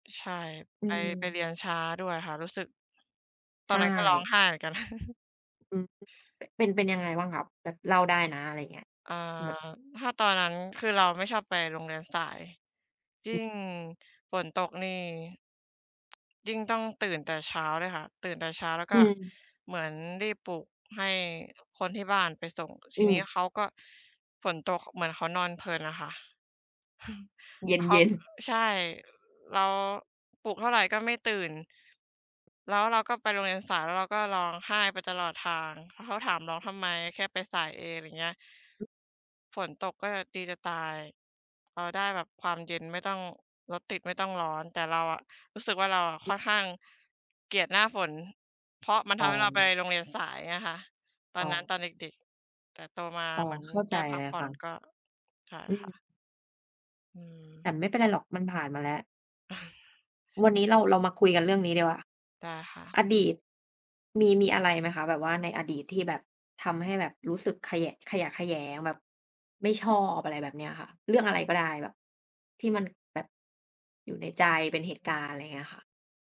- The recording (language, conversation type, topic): Thai, unstructured, มีเหตุการณ์อะไรในอดีตที่ทำให้คุณรู้สึกขยะแขยงบ้างไหม?
- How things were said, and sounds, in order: other background noise; chuckle; tapping; chuckle